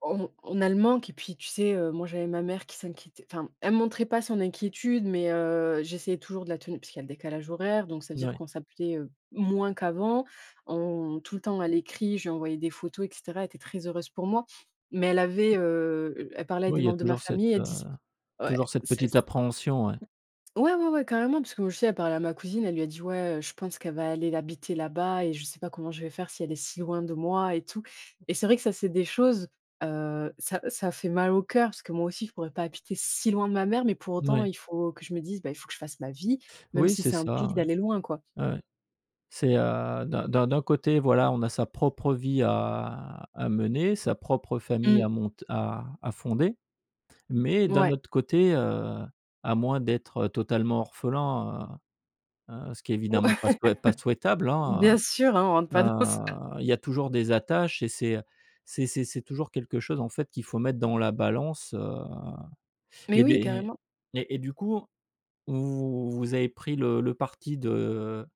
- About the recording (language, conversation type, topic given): French, podcast, Quelle expérience de voyage t’a fait grandir ?
- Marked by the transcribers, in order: tapping; other noise; stressed: "si"; drawn out: "à"; laughing while speaking: "Ouais"; chuckle; laughing while speaking: "dans ça"; drawn out: "vous"